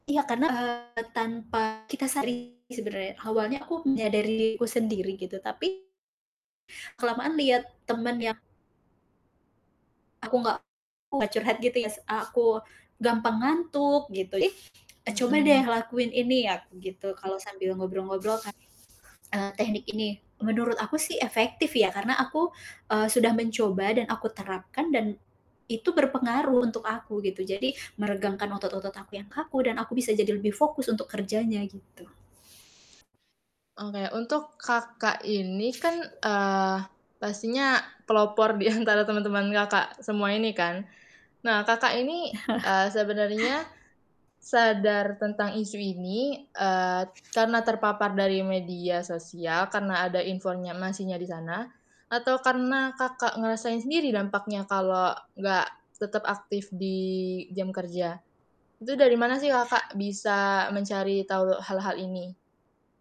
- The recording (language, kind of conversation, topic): Indonesian, podcast, Bagaimana cara tetap aktif meski harus duduk bekerja seharian?
- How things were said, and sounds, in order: distorted speech; other background noise; tapping; static; laughing while speaking: "di antara"; chuckle; "informasinya" said as "infornya masinya"